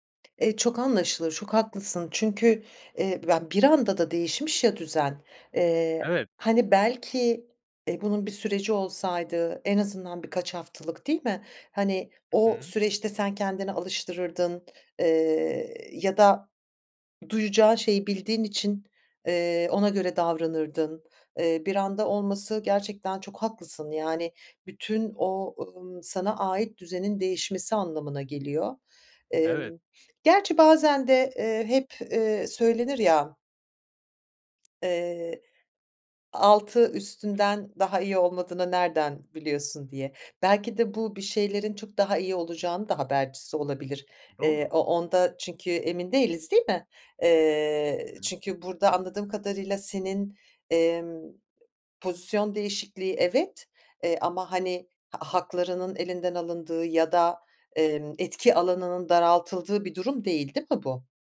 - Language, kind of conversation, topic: Turkish, advice, İş yerinde büyük bir rol değişikliği yaşadığınızda veya yeni bir yönetim altında çalışırken uyum süreciniz nasıl ilerliyor?
- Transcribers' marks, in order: tapping